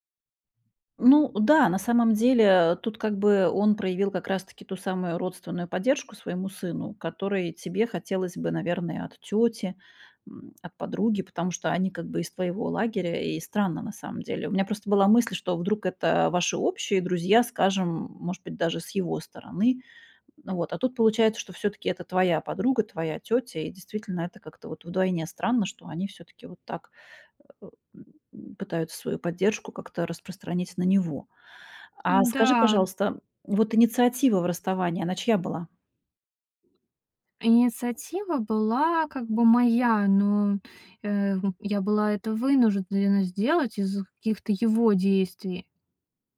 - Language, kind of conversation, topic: Russian, advice, Как справиться с болью из‑за общих друзей, которые поддерживают моего бывшего?
- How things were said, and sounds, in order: tapping